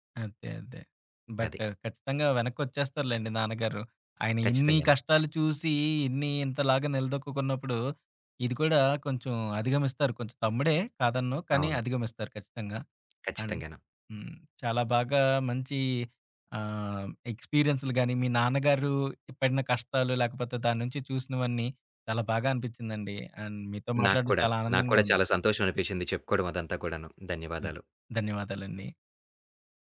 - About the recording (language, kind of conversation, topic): Telugu, podcast, మీ కుటుంబ వలస కథను ఎలా చెప్పుకుంటారు?
- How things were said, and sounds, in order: tapping; in English: "అండ్"; in English: "అండ్"